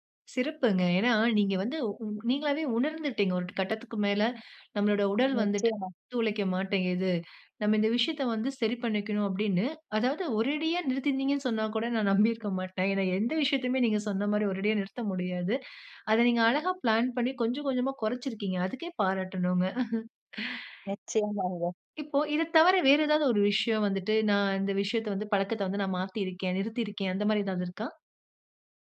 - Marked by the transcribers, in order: laugh
- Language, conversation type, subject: Tamil, podcast, விட வேண்டிய பழக்கத்தை எப்படி நிறுத்தினீர்கள்?